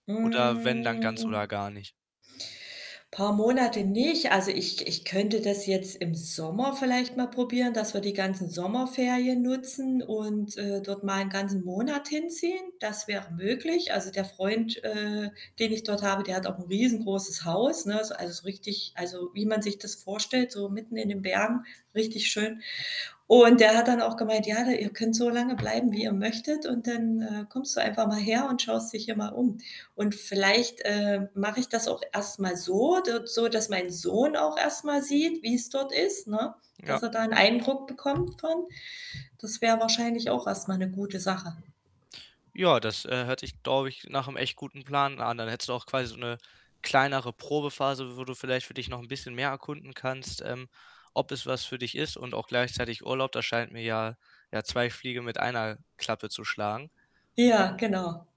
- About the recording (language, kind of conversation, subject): German, advice, Wie kann ich mögliche Lebenswege sichtbar machen, wenn ich unsicher bin, welchen ich wählen soll?
- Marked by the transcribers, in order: mechanical hum; drawn out: "Hm"; other background noise; tapping